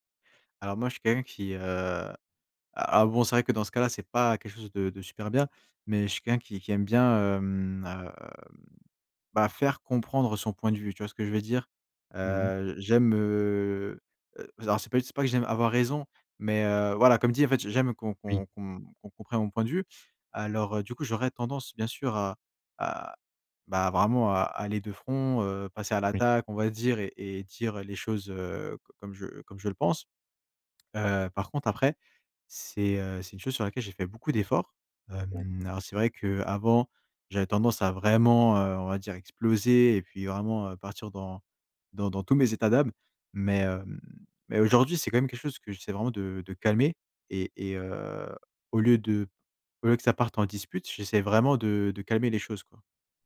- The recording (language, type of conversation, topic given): French, advice, Comment gérer une réaction émotionnelle excessive lors de disputes familiales ?
- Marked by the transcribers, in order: none